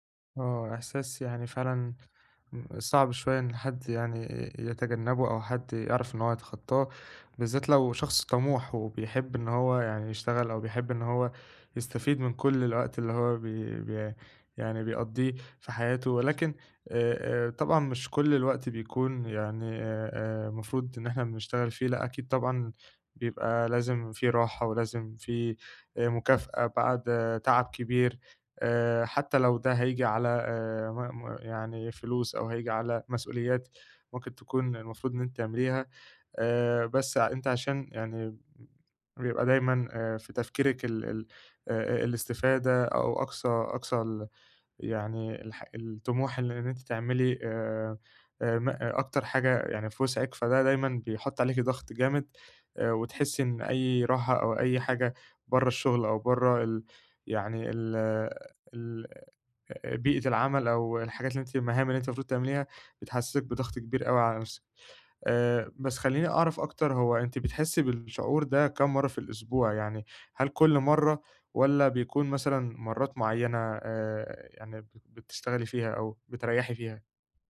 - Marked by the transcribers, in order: tapping
- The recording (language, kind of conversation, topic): Arabic, advice, إزاي أبطل أحس بالذنب لما أخصص وقت للترفيه؟